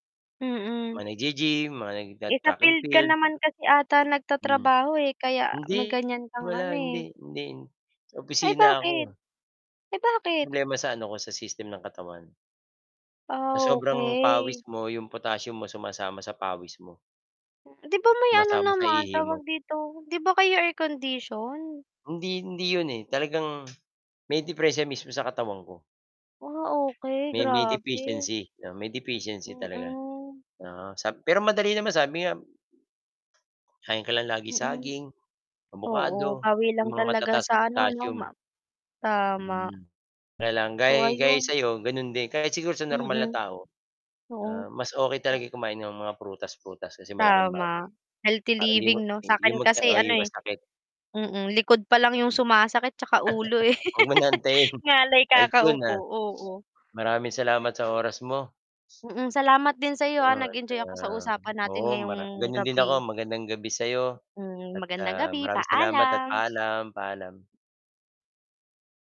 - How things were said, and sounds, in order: distorted speech; other background noise; unintelligible speech; chuckle; laugh
- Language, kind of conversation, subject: Filipino, unstructured, Paano naaapektuhan ang pakiramdam mo araw-araw kapag may sakit ka, kulang sa tulog, at kailangan mo pa ring magtrabaho at mag-ehersisyo?